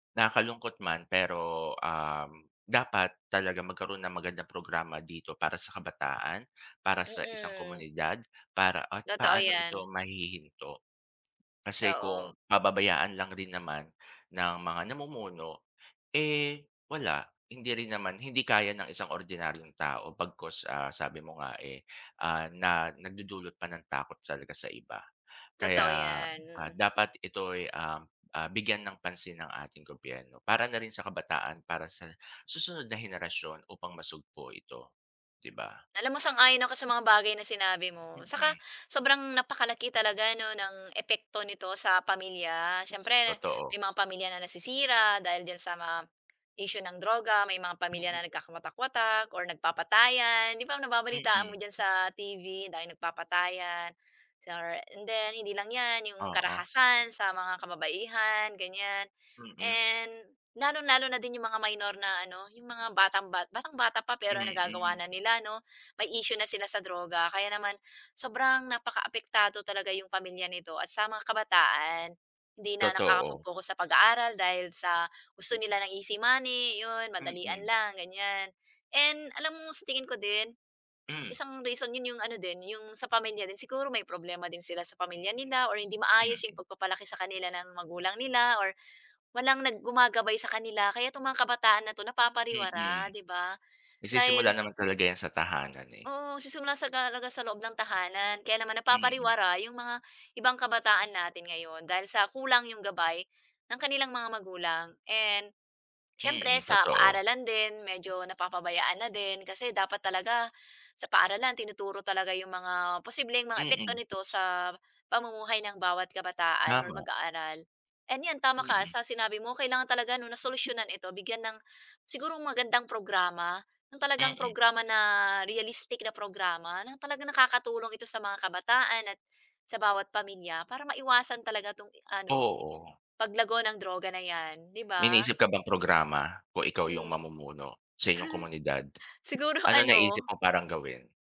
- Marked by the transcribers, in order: tapping; chuckle
- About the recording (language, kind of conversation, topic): Filipino, unstructured, Ano ang nararamdaman mo kapag may umuusbong na isyu ng droga sa inyong komunidad?